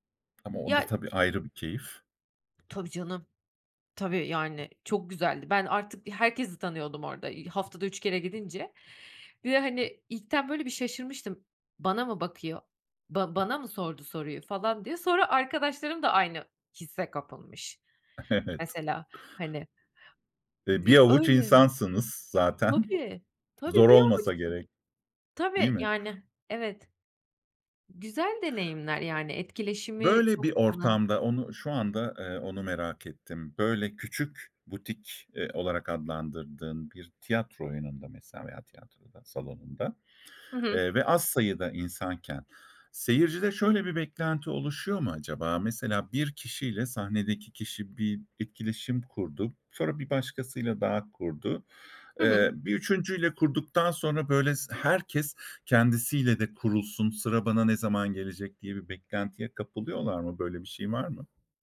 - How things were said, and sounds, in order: other background noise; tapping; laughing while speaking: "Evet"; chuckle
- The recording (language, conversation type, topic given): Turkish, podcast, Sanatçıyla seyirci arasındaki etkileşim sence neden önemli?